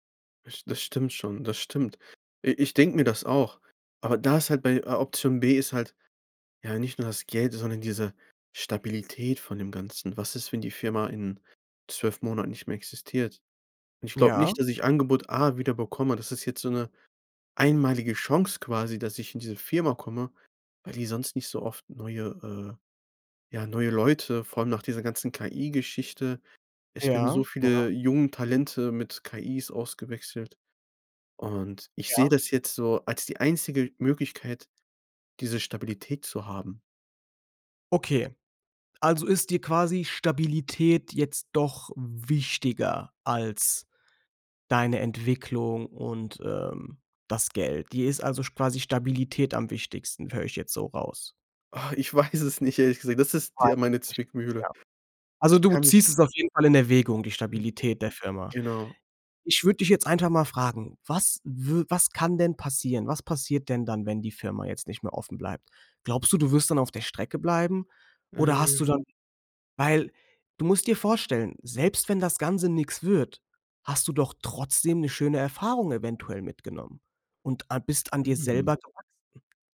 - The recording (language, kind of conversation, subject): German, advice, Wie wäge ich ein Jobangebot gegenüber mehreren Alternativen ab?
- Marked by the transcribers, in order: laughing while speaking: "weiß es"; other noise; anticipating: "trotzdem 'ne schöne Erfahrung"